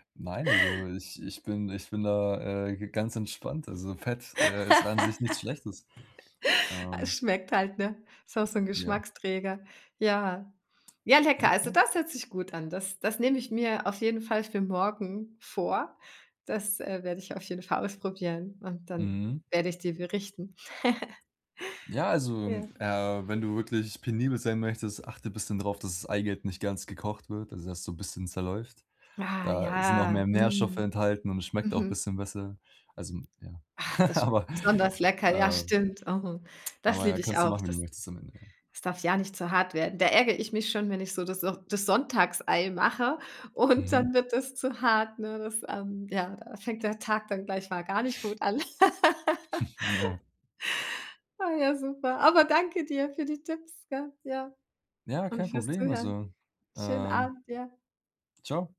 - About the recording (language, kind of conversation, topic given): German, advice, Wie finde ich schnelle und einfache Abendessen für die ganze Woche?
- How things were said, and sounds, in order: laugh; other background noise; chuckle; laugh; laughing while speaking: "und"; snort; laughing while speaking: "Ja"; laugh